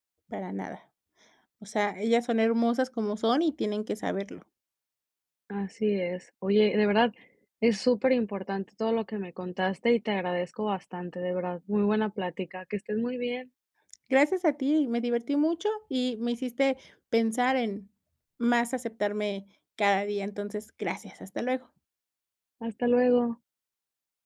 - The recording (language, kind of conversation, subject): Spanish, podcast, ¿Qué pequeños cambios recomiendas para empezar a aceptarte hoy?
- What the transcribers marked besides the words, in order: none